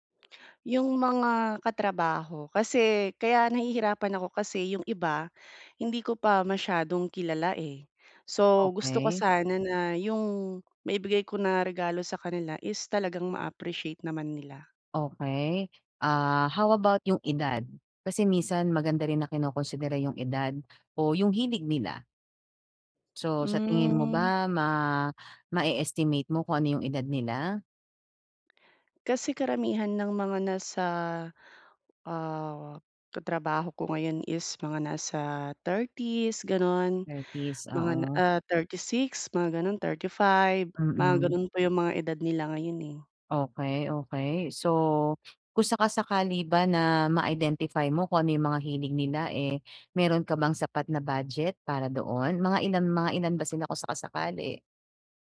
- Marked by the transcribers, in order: tapping; other background noise
- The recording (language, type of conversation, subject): Filipino, advice, Paano ako pipili ng regalong magugustuhan nila?